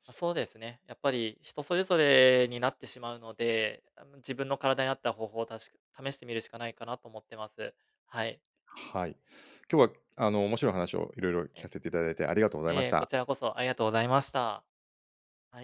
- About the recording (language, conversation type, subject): Japanese, podcast, 一人で作業するときに集中するコツは何ですか？
- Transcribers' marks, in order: none